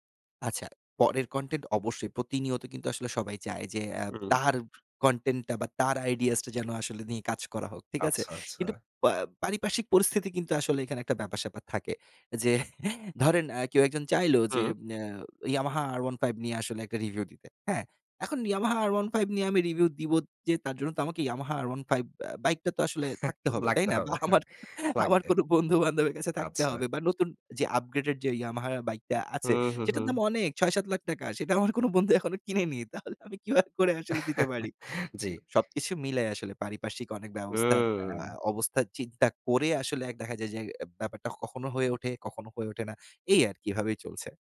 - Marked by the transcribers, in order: laughing while speaking: "যে"; chuckle; chuckle; laughing while speaking: "লাগতে হবে। হ্যাঁ"; laughing while speaking: "বা আমার, আমার কোনো বন্ধুবান্ধবের কাছে থাকতে হবে"; chuckle; laughing while speaking: "সেটা আমার কোনো বন্ধু এখনো … আসলে দিতে পারি?"; chuckle
- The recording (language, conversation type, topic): Bengali, podcast, কনটেন্ট তৈরি করার সময় মানসিক চাপ কীভাবে সামলান?